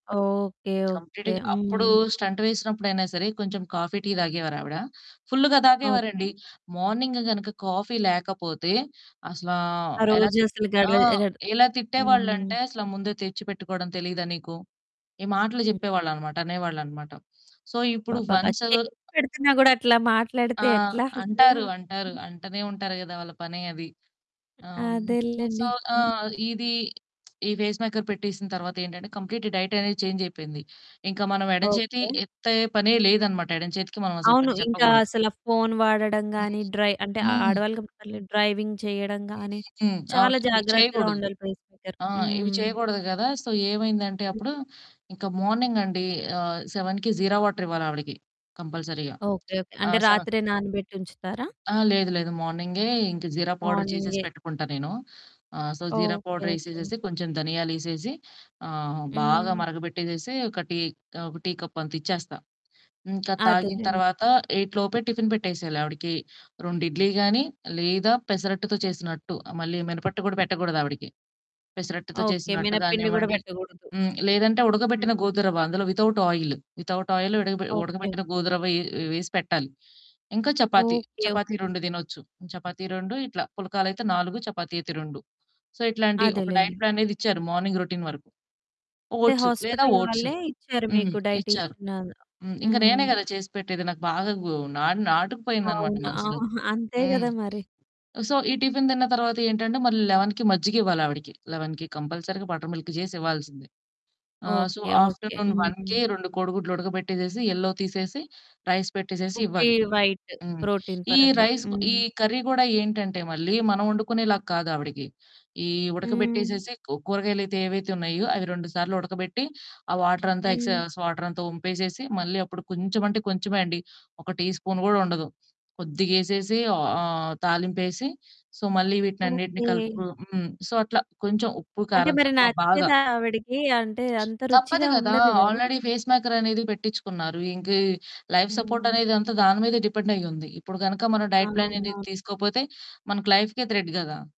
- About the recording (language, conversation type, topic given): Telugu, podcast, ఆహార పరిమితులు ఉన్నవారికి మీరు వంటను ఎలా సిద్ధం చేస్తారు?
- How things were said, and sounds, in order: in English: "కంప్లీట్‌గ"; other background noise; in English: "స్టంట్"; in English: "కాఫీ"; in English: "మార్నింగ్"; in English: "కాఫీ"; in English: "సో"; distorted speech; in English: "సో"; in English: "పేస్ మేకర్"; in English: "కంప్లీట్ డైట్"; in English: "చేంజ్"; in English: "డ్రై"; in English: "డ్రైవింగ్"; static; in English: "పేస్ మేకర్"; in English: "సో"; in English: "మార్నింగ్"; in English: "సెవెన్‌కి"; in English: "కంపల్సరీగా"; in English: "సెవెన్"; in English: "సో జీరా పౌడర్"; in English: "ఎయిట్ లోపే"; in English: "వితౌట్ ఆయిల్, వితౌట్ ఆయిల్"; in English: "సో"; in English: "డైట్ ప్లాన్"; in English: "మార్నింగ్ రొటీన్"; in English: "హాస్పిటల్"; in English: "ఓట్స్"; in English: "ఓట్స్"; in English: "డైటీషియన్"; in English: "సో"; in English: "టిఫిన్"; in English: "లెవెన్‌కి"; in English: "లెవెన్‌కి కంపల్సరీగా బటర్ మిల్క్"; in English: "సో, ఆఫ్టర్‌నూన్ వన్‌కి"; in English: "యెల్లో"; in English: "రైస్"; in English: "వైట్, ప్రోటీన్"; in English: "రైస్"; in English: "కర్రీ"; in English: "ఎక్సెస్"; in English: "సో"; in English: "సో"; in English: "ఆల్రెడీ పేస్ మేకర్"; in English: "లైఫ్ సపోర్ట్"; in English: "డైట్ ప్లాన్"; in English: "లైఫ్‌కే థ్రెట్"